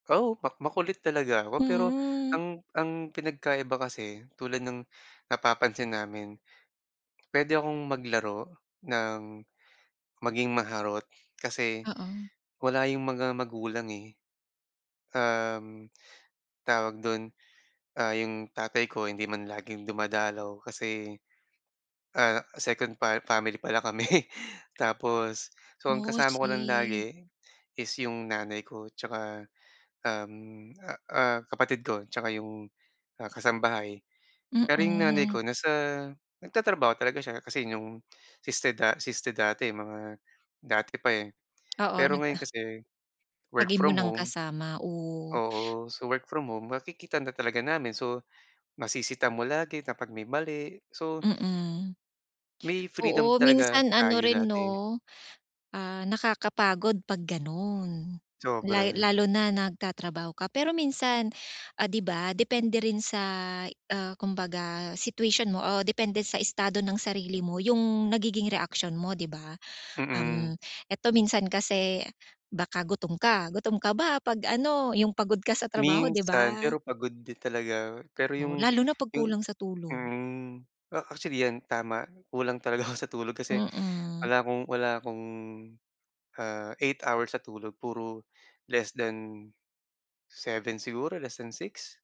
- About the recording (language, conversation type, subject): Filipino, advice, Paano ko mauunawaan kung saan nagmumula ang paulit-ulit kong nakasanayang reaksyon?
- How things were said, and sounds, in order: other background noise; other noise; chuckle; in English: "work from home"; in English: "work from home"